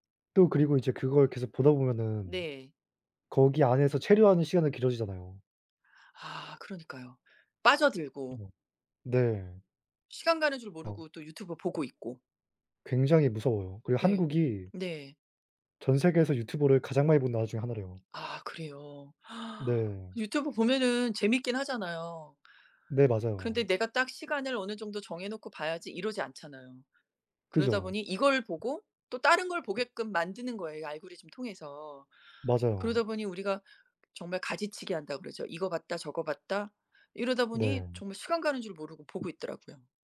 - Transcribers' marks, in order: inhale; unintelligible speech; gasp; tapping
- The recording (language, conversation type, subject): Korean, unstructured, 기술 발전으로 개인정보가 위험해질까요?